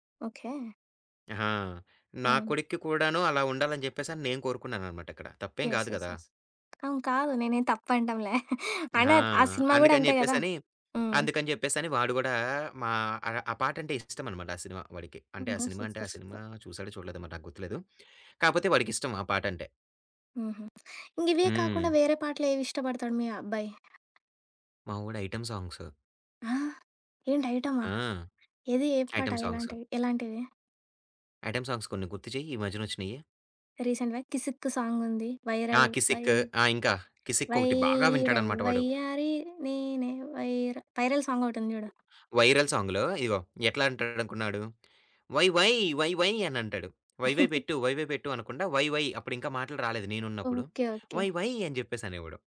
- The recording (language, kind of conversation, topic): Telugu, podcast, పార్టీకి ప్లేలిస్ట్ సిద్ధం చేయాలంటే మొదట మీరు ఎలాంటి పాటలను ఎంచుకుంటారు?
- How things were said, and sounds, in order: in English: "యెస్, యెస్, యెస్"; tapping; chuckle; in English: "సూపర్, సూపర్"; other background noise; in English: "ఐటెమ్ సాంగ్స్"; in English: "ఐటెమ్ సాంగ్స్"; in English: "ఐటెమ్ సాంగ్స్"; in English: "రీసెంట్‌గా"; singing: "వైరల్ వైయారి నేనే"; in English: "సాంగ్"; in English: "వైరల్ సాంగ్‌లో"; chuckle